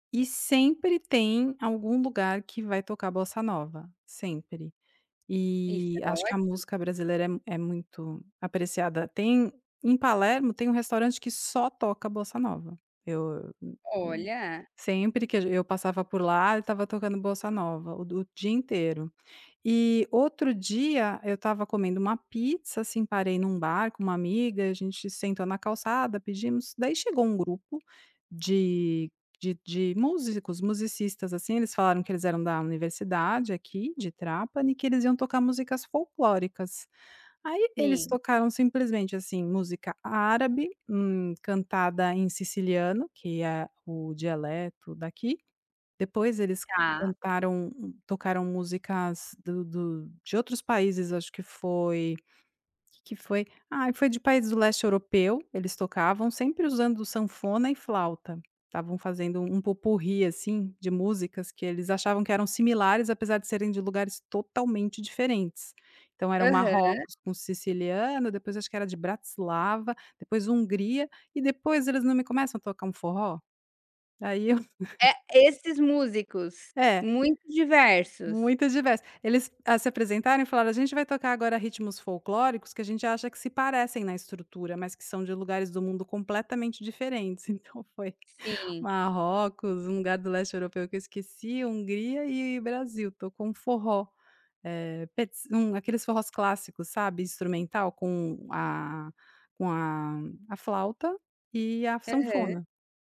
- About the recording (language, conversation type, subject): Portuguese, podcast, Como a cidade onde você mora reflete a diversidade cultural?
- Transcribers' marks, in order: laugh; laughing while speaking: "Então foi"